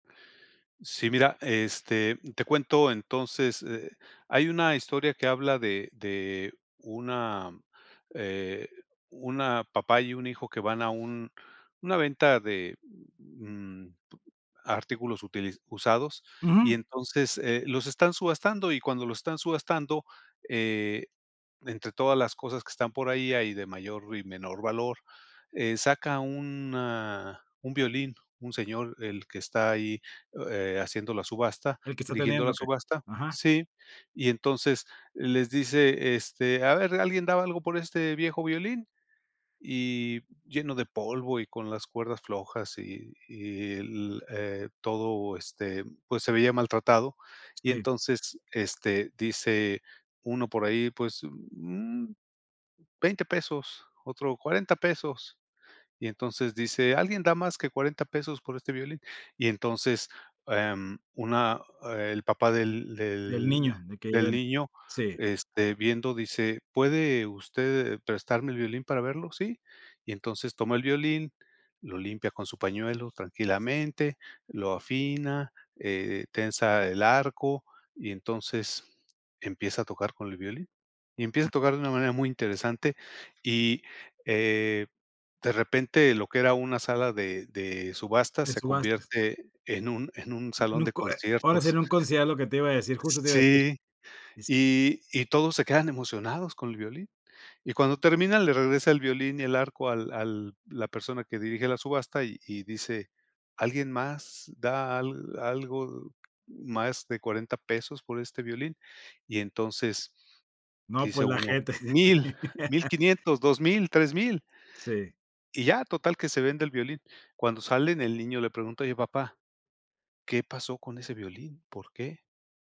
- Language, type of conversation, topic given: Spanish, podcast, ¿Qué te ayuda a contar historias que conecten con la gente?
- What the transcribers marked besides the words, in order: other background noise; drawn out: "una"; other noise; laugh